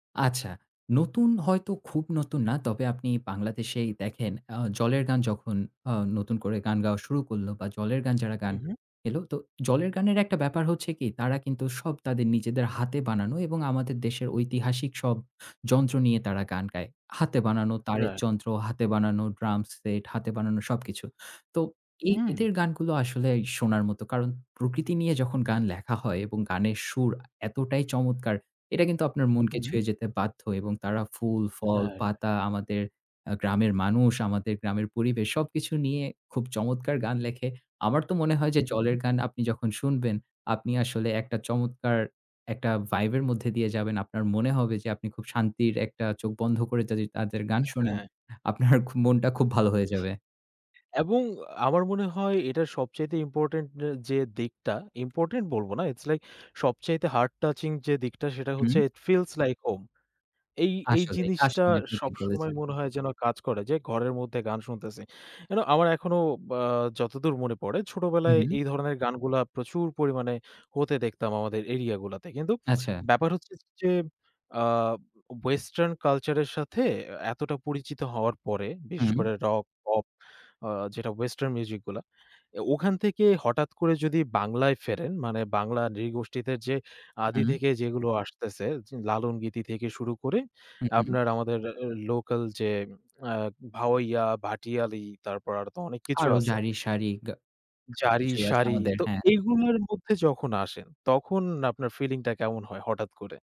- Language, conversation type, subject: Bengali, podcast, কোন গানটি আপনার জীবনে বিশেষ জায়গা করে নিয়েছে?
- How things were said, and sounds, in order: other background noise; laughing while speaking: "আপনার খ"; in English: "ইট ফিলস লাইক হোম"